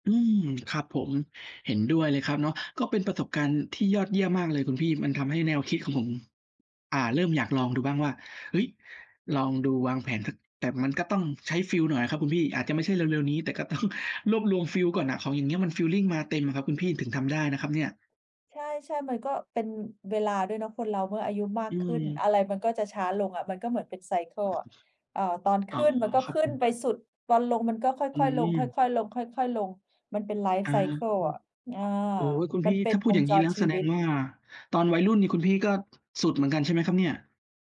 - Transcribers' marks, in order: laughing while speaking: "ต้อง"; tapping; in English: "ไซเกิล"; in English: "ไลฟ์ไซเกิล"
- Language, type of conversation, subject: Thai, unstructured, คุณคิดว่าอะไรทำให้การเที่ยวแบบประหยัดดูน่าเบื่อหรือไม่คุ้มค่า?